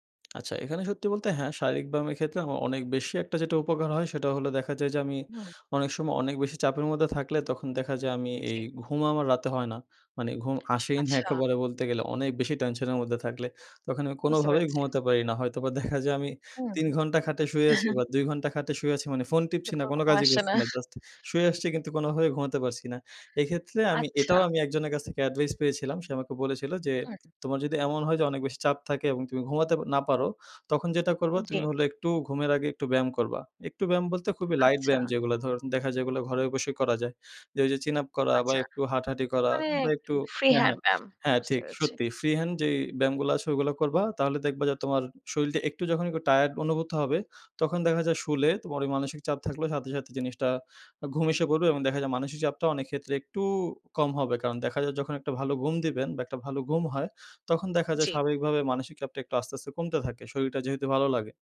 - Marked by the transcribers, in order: tapping; laughing while speaking: "আসেই না"; laughing while speaking: "দেখা যায় আমি"; chuckle; unintelligible speech; laughing while speaking: "ঘুম আসে না"; in English: "অ্যাডভাইস"
- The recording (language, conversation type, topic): Bengali, podcast, মানসিক চাপ কমাতে তুমি কোন কোন কৌশল ব্যবহার করো?
- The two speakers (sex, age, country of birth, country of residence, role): female, 25-29, Bangladesh, United States, host; male, 20-24, Bangladesh, Bangladesh, guest